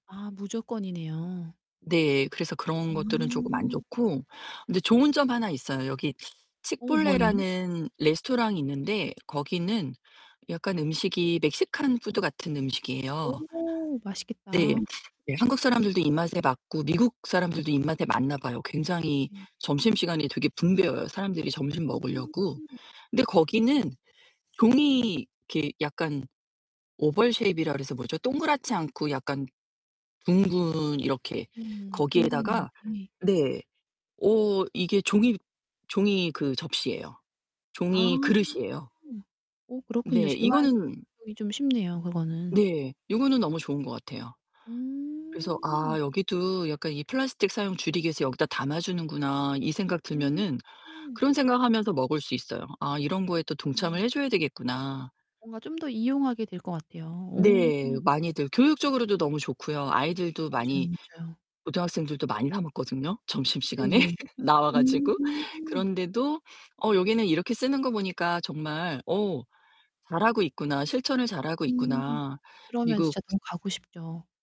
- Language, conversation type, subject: Korean, podcast, 플라스틱 사용을 줄이기 위해 어떤 습관을 들이면 좋을까요?
- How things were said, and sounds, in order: distorted speech; static; other background noise; sniff; in English: "oval shape이라"; tapping; laughing while speaking: "점심시간에 나와 가지고"